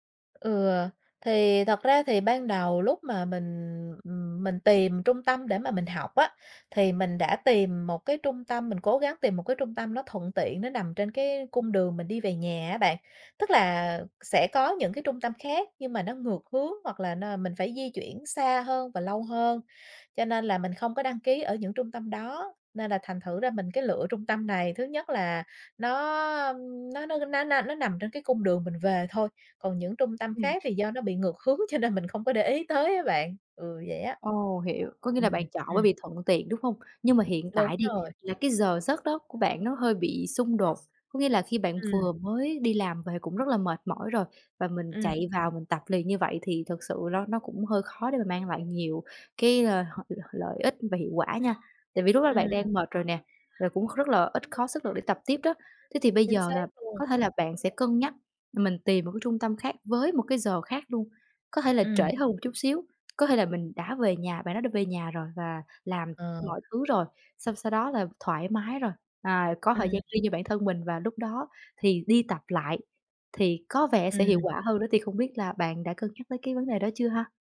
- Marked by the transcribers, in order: tapping; other background noise; background speech
- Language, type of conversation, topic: Vietnamese, advice, Làm thế nào để duy trì thói quen tập thể dục đều đặn?